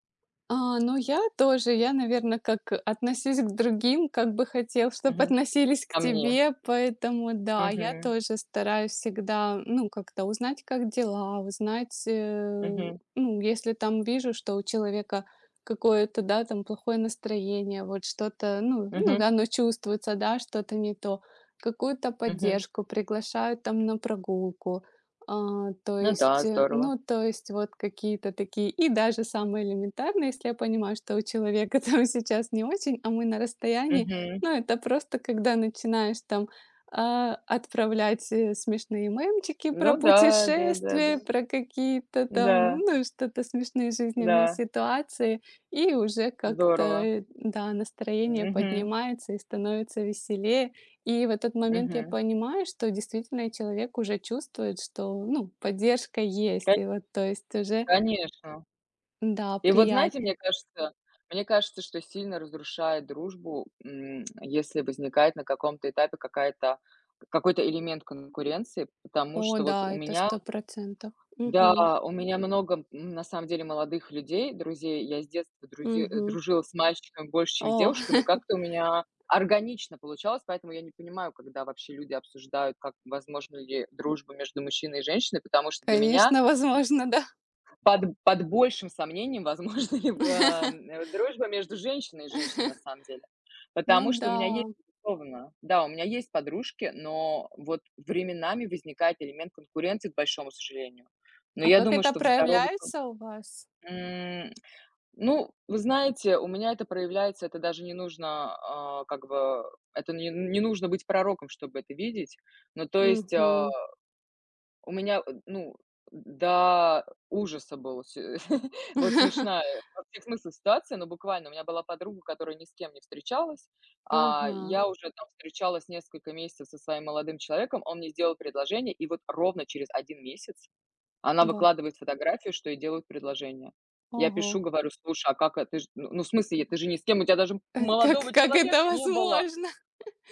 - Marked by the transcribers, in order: tapping; laughing while speaking: "там, сейчас"; tongue click; other background noise; chuckle; laughing while speaking: "возможно, да"; laughing while speaking: "возможна ли"; laugh; laugh; chuckle; laugh; chuckle
- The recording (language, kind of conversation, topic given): Russian, unstructured, Почему для тебя важна поддержка друзей?